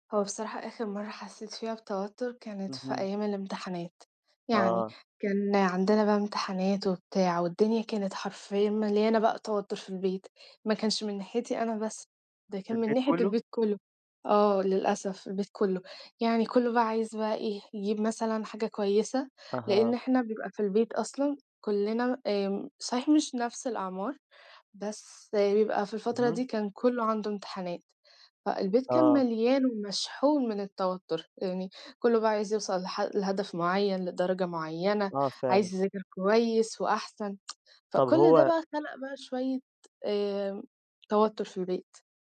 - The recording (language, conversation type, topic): Arabic, podcast, إيه اللي بتعمله لما تحس بتوتر شديد؟
- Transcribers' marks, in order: tsk